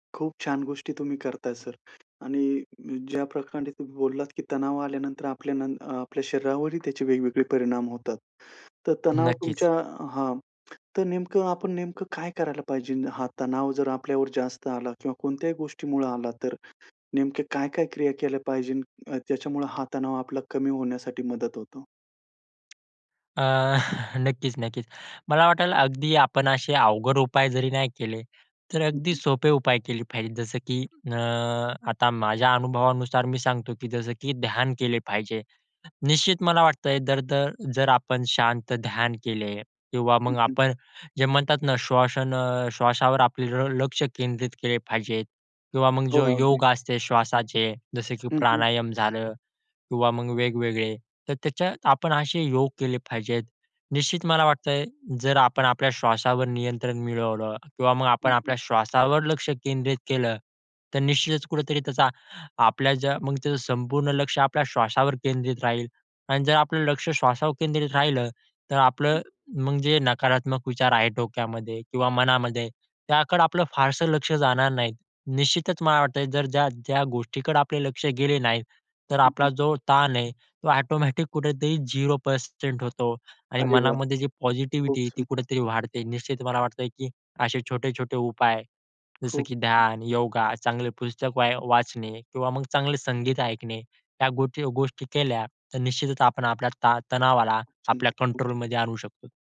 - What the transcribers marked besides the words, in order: other noise; "प्रकरणे" said as "प्रकांडे"; tapping; chuckle
- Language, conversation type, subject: Marathi, podcast, तणाव आल्यावर तुम्ही सर्वात आधी काय करता?